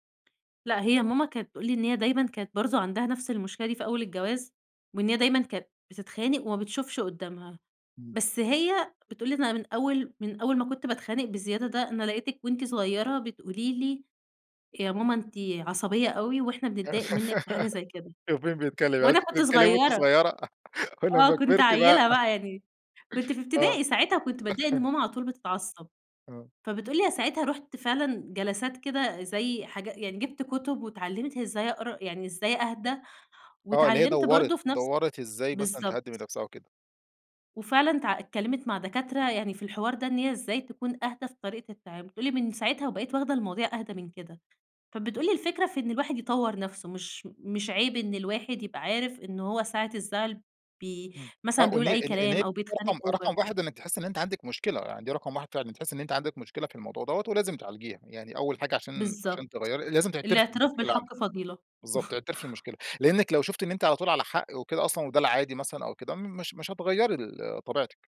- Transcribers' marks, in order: giggle; laughing while speaking: "شوف مين بيتكلّم، يعني أنتِ … كبرتِ بقى، آه"; chuckle; in English: "over"
- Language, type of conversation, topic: Arabic, podcast, إزاي بتتكلم مع أهلك لما بتكون مضايق؟